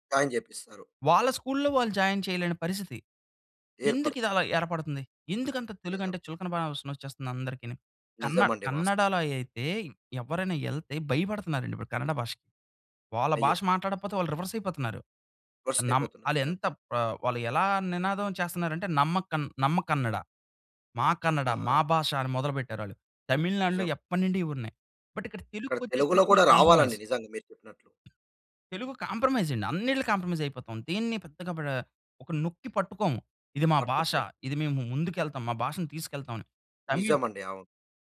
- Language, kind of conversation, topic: Telugu, podcast, స్థానిక భాషా కంటెంట్ పెరుగుదలపై మీ అభిప్రాయం ఏమిటి?
- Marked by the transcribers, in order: in English: "జాయిన్"; in English: "స్కూల్‌లో"; in English: "జాయిన్"; "భావన" said as "భాషన"; in English: "రివర్స్"; in English: "రివర్స్"; in Kannada: "నమ్మ కన్నడ"; in English: "బట్"; in English: "కాంప్రమైజ్"; tapping; in English: "కాంప్రమైజ్"; in English: "కాంప్రమైజ్"